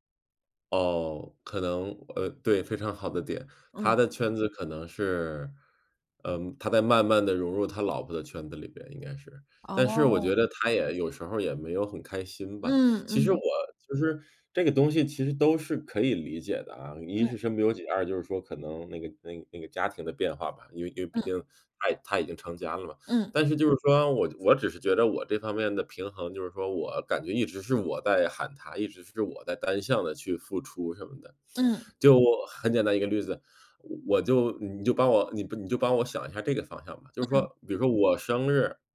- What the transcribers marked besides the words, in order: none
- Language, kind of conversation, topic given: Chinese, advice, 在和朋友的关系里总是我单方面付出，我该怎么办？